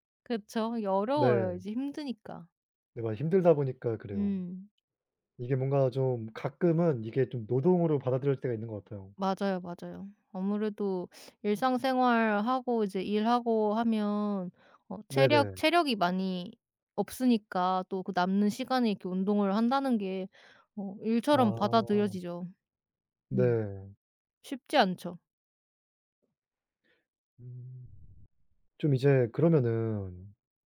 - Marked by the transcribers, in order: other background noise
- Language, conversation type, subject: Korean, unstructured, 운동을 억지로 시키는 것이 옳을까요?